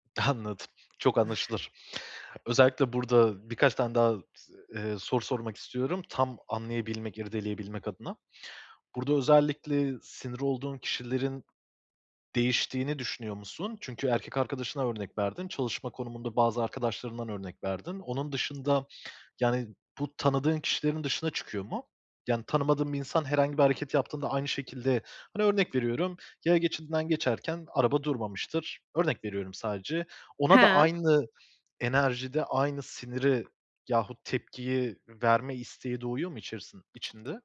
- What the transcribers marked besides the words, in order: laughing while speaking: "Anladım"; other noise; other background noise; sniff
- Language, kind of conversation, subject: Turkish, advice, Açlık veya stresliyken anlık dürtülerimle nasıl başa çıkabilirim?